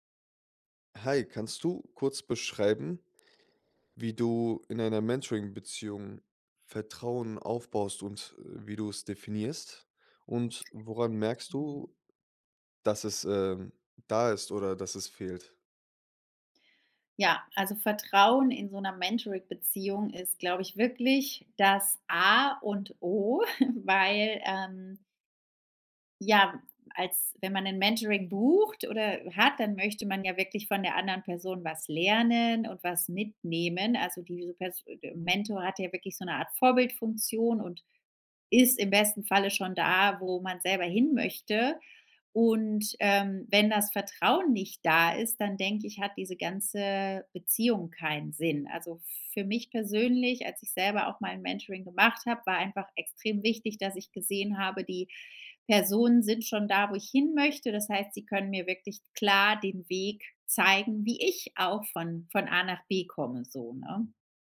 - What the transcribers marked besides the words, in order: other background noise; chuckle; stressed: "ich"
- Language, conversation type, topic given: German, podcast, Welche Rolle spielt Vertrauen in Mentoring-Beziehungen?